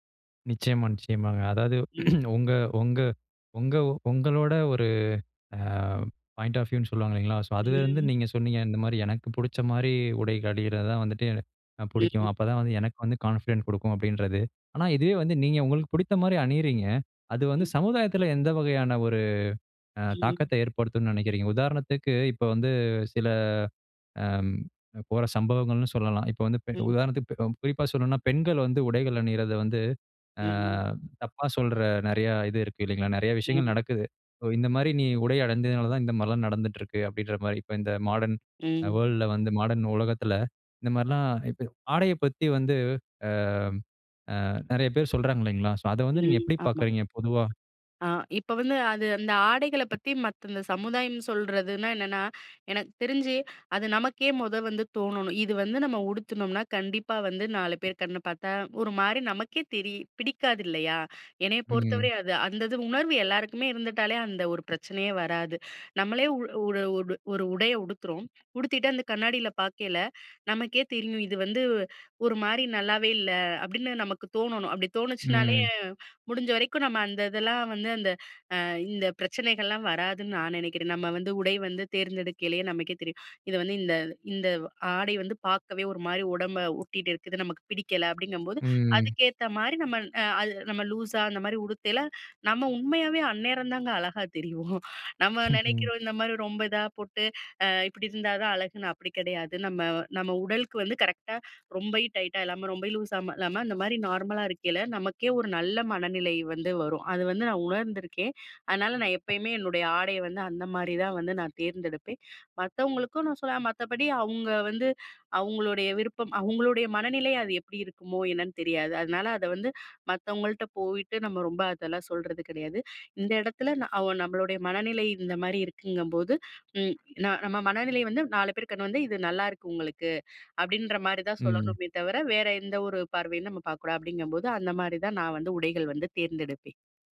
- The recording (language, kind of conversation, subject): Tamil, podcast, உடைகள் உங்கள் மனநிலையை எப்படி மாற்றுகின்றன?
- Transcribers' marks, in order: grunt; other background noise; in English: "பாயிண்ட் ஆஃப் வியூ"; in English: "கான்ஃபிடன்ட்"; other noise; in English: "மாடர்ன் வேர்ல்ட்"; chuckle; chuckle; "சொல்வேன்" said as "சொல்லேன்"